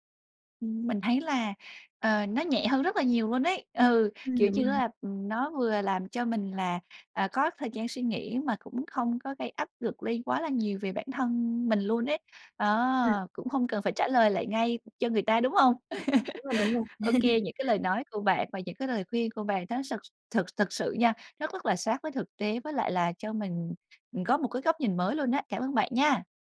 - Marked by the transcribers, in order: tapping; other background noise; laugh
- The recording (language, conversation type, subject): Vietnamese, advice, Làm thế nào để lịch sự từ chối lời mời?